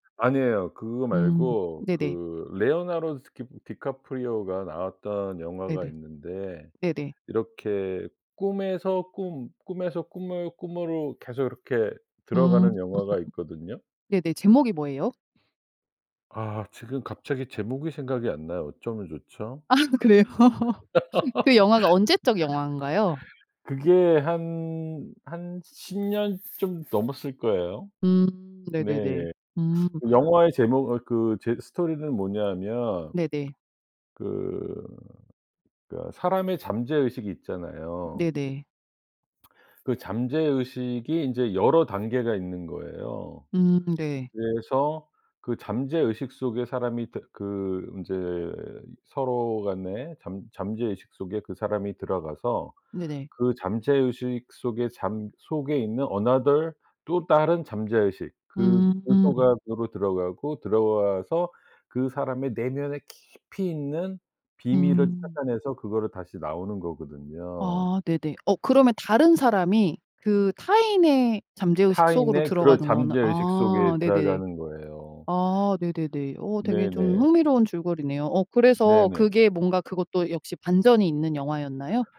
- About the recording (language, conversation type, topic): Korean, podcast, 가장 좋아하는 영화와 그 이유는 무엇인가요?
- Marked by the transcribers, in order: put-on voice: "레어나르"; other background noise; laughing while speaking: "아 그래요?"; laugh; put-on voice: "another"; in English: "another"